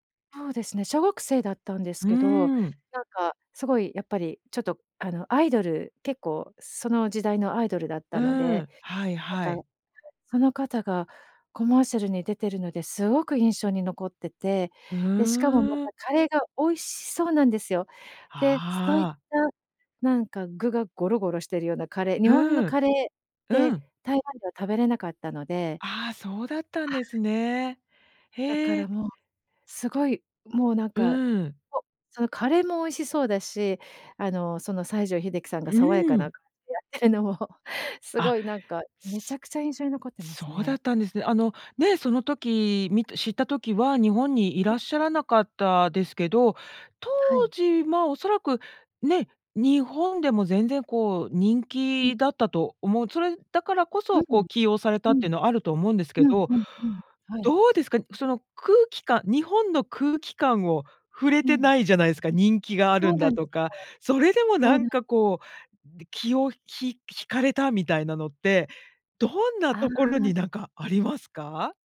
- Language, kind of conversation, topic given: Japanese, podcast, 懐かしいCMの中で、いちばん印象に残っているのはどれですか？
- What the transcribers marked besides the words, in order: unintelligible speech; laughing while speaking: "やってるのも"